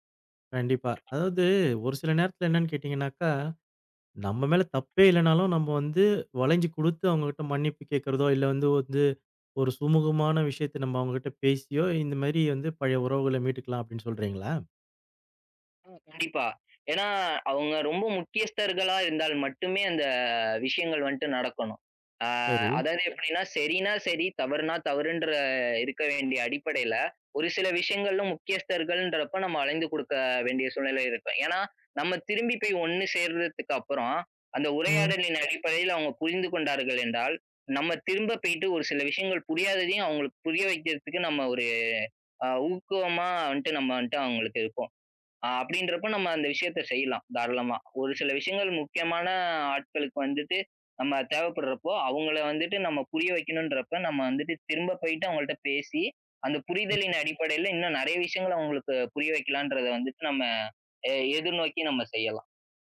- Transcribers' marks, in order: other background noise; drawn out: "அந்த"; other noise
- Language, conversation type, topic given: Tamil, podcast, பழைய உறவுகளை மீண்டும் இணைத்துக்கொள்வது எப்படி?